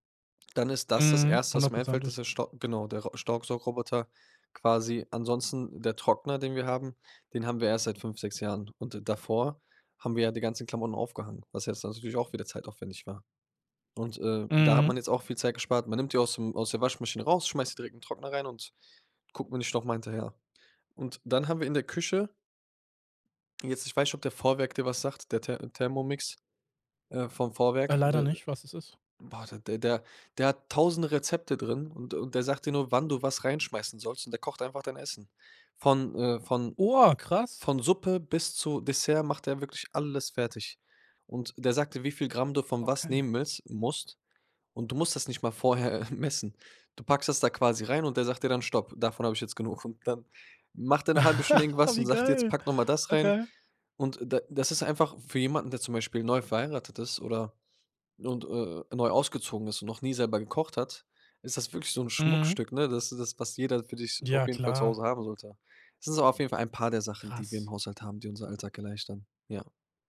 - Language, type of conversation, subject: German, podcast, Wie beeinflusst ein Smart-Home deinen Alltag?
- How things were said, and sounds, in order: surprised: "Oha, krass"; stressed: "alles"; chuckle; laugh; joyful: "Wie geil"